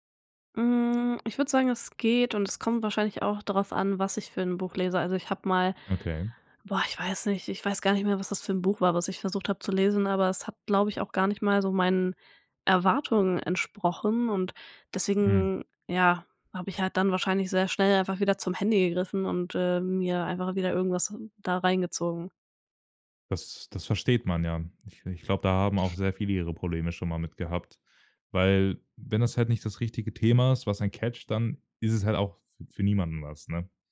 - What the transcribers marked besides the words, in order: other background noise; in English: "catched"
- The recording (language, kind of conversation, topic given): German, podcast, Welches Medium hilft dir besser beim Abschalten: Buch oder Serie?